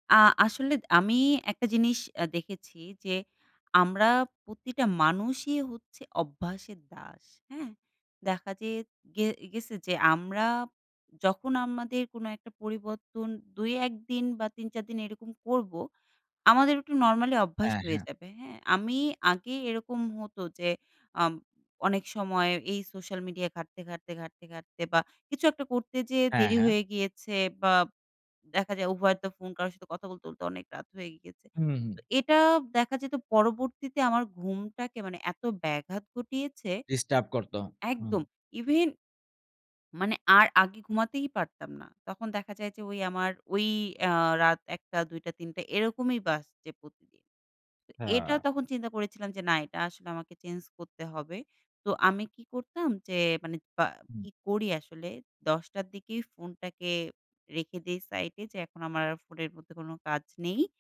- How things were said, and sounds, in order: tapping; in English: "even"
- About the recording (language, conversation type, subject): Bengali, podcast, কোন ছোট অভ্যাস বদলে তুমি বড় পরিবর্তন এনেছ?